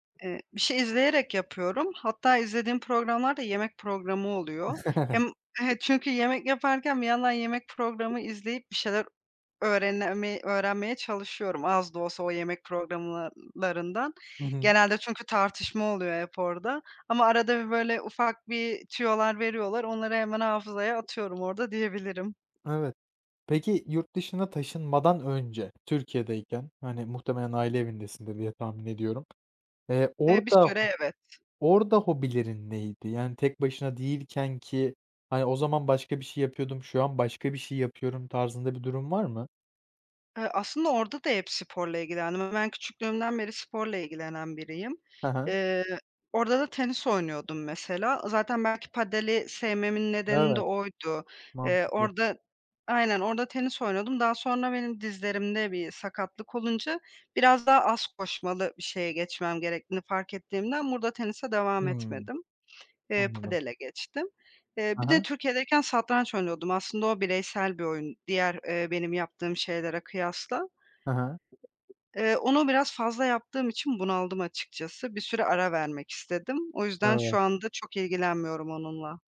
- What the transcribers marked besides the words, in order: chuckle; tapping; other background noise
- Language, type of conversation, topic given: Turkish, podcast, Hobiler günlük stresi nasıl azaltır?